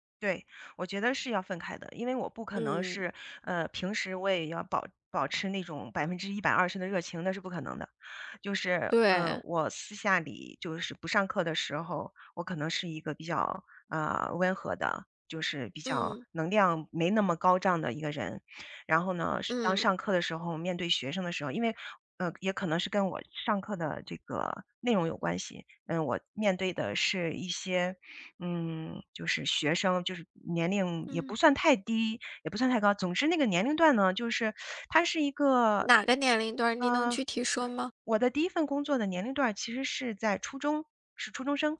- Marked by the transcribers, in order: teeth sucking; other background noise
- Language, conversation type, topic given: Chinese, podcast, 你第一份工作对你产生了哪些影响？